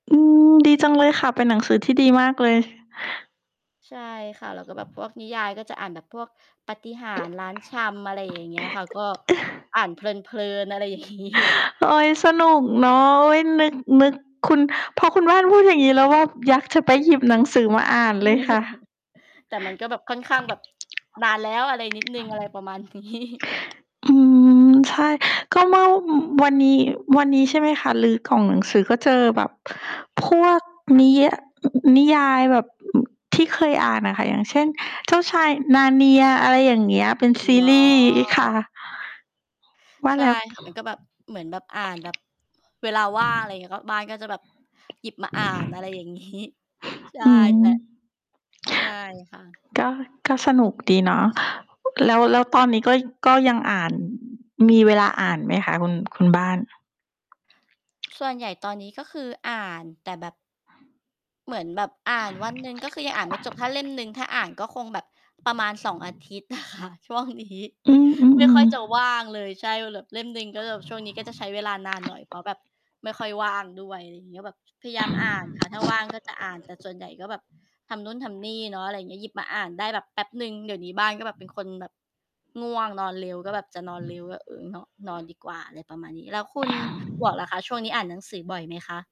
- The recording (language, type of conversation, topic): Thai, unstructured, คุณเลือกหนังสือมาอ่านในเวลาว่างอย่างไร?
- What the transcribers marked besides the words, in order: other noise; background speech; other background noise; laughing while speaking: "งี้"; chuckle; tapping; laughing while speaking: "นี้"; laughing while speaking: "งี้"; laughing while speaking: "อะค่ะช่วงนี้"